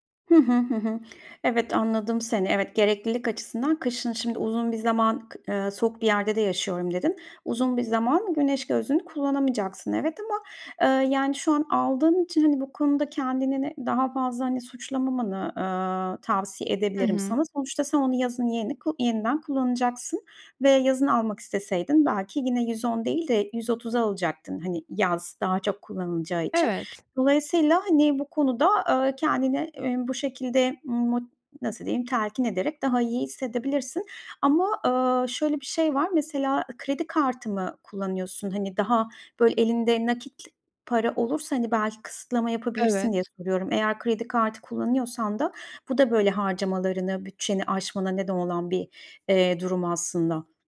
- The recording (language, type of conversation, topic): Turkish, advice, Aylık harcamalarımı kontrol edemiyor ve bütçe yapamıyorum; bunu nasıl düzeltebilirim?
- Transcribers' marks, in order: other background noise